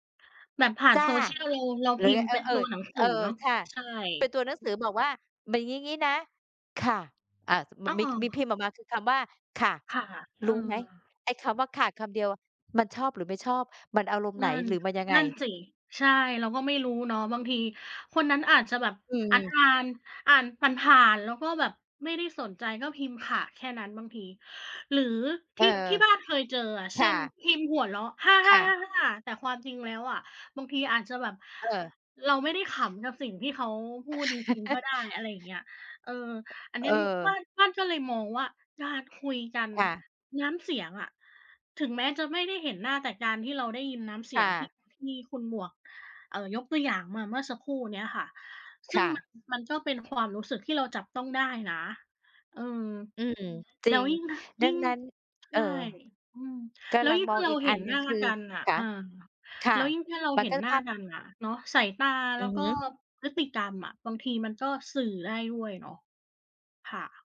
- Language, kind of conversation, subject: Thai, unstructured, การสื่อสารในความสัมพันธ์สำคัญแค่ไหน?
- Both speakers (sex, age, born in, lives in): female, 30-34, Thailand, Thailand; female, 50-54, Thailand, Thailand
- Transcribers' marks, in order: other background noise; "อย่าง" said as "หมึ่ง"; chuckle